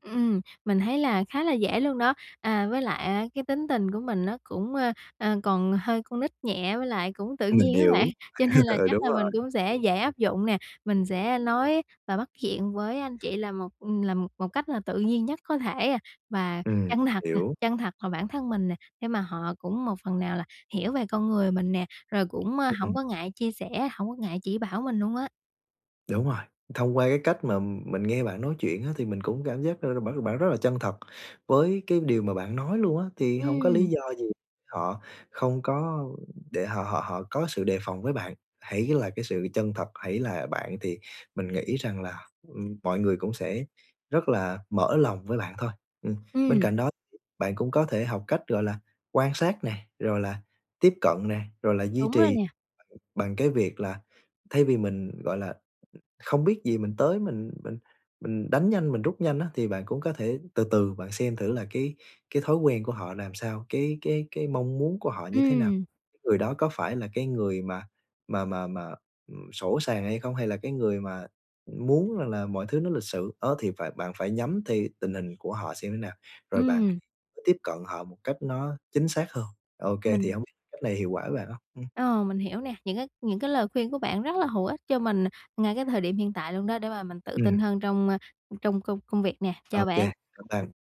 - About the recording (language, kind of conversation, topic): Vietnamese, advice, Làm sao để giao tiếp tự tin khi bước vào một môi trường xã hội mới?
- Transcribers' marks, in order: tapping; laughing while speaking: "bạn, cho nên"; laugh; laughing while speaking: "Ừ"; other background noise